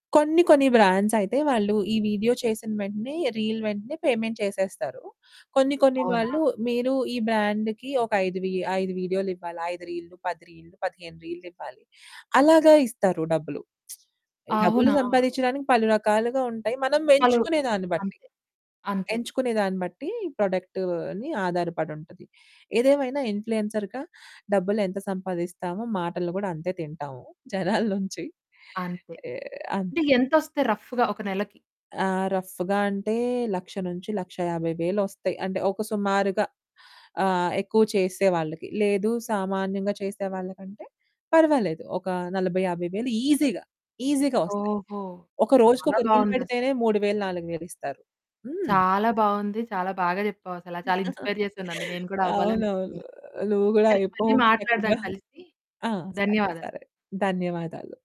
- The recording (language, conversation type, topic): Telugu, podcast, ఇన్ఫ్లుఎన్సర్‌లు డబ్బు ఎలా సంపాదిస్తారు?
- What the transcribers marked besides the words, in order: in English: "బ్రాండ్స్"; in English: "రీల్"; in English: "పేమెంట్"; in English: "బ్రాండ్‌కి"; lip smack; in English: "ప్రొడక్ట్‌ని"; in English: "ఇన్ఫ్లుయెన్సర్‌గా"; giggle; other background noise; in English: "రఫ్‌గా"; in English: "రఫ్‌గా"; in English: "ఈజీగా, ఈజీగా"; in English: "రీల్"; chuckle; in English: "ఇన్స్పైర్"